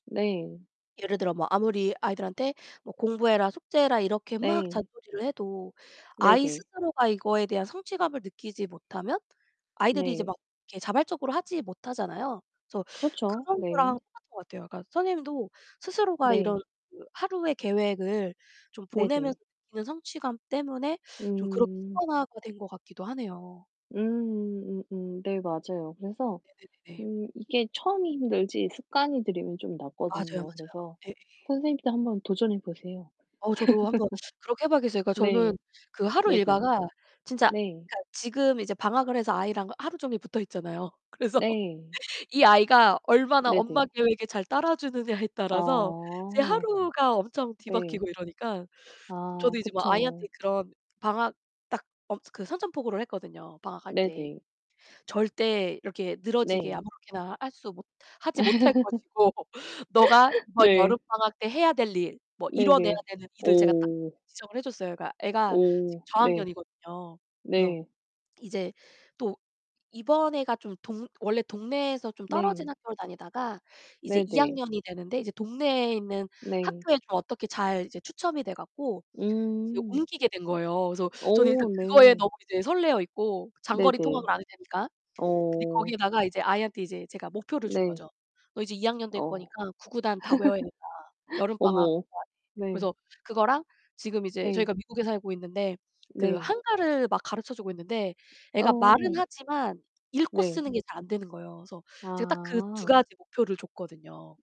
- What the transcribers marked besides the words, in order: distorted speech; other background noise; laugh; laughing while speaking: "그래서"; tapping; laughing while speaking: "것이고"; laugh; background speech; laugh
- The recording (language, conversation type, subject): Korean, unstructured, 요즘 하루 일과를 어떻게 잘 보내고 계세요?